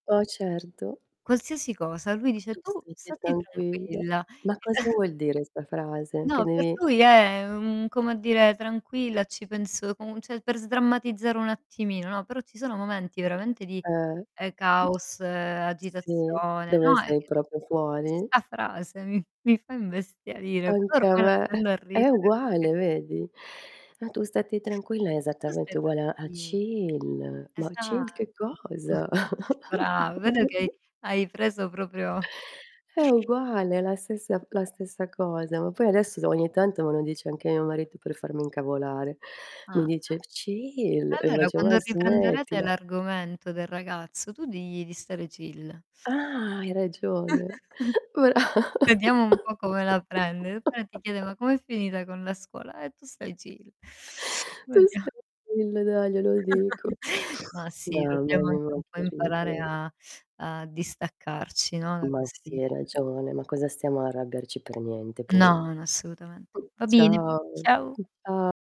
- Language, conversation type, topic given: Italian, unstructured, Come affronti i conflitti con il partner?
- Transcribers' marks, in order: tapping; distorted speech; unintelligible speech; chuckle; "cioè" said as "ceh"; other background noise; "proprio" said as "propio"; chuckle; other noise; in English: "Chill"; chuckle; in English: "chill"; chuckle; in English: "Chill"; in English: "chill"; chuckle; laughing while speaking: "Bra"; laugh; in English: "chill"; laughing while speaking: "Vedia"; unintelligible speech; chuckle; "bene" said as "bine"; unintelligible speech